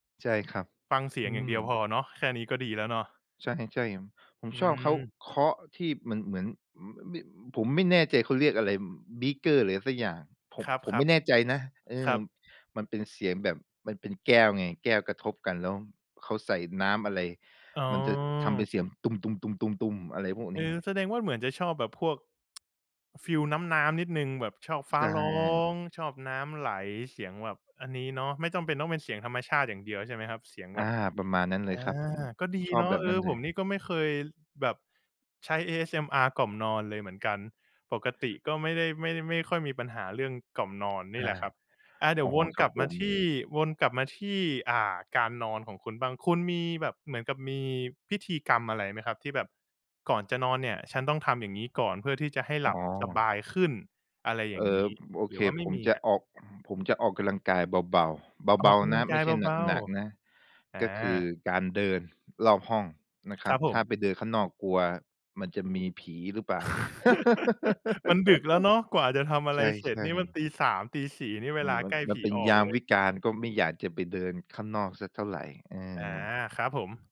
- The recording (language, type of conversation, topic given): Thai, podcast, การใช้โทรศัพท์มือถือก่อนนอนส่งผลต่อการนอนหลับของคุณอย่างไร?
- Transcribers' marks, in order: tsk; tapping; throat clearing; chuckle; laugh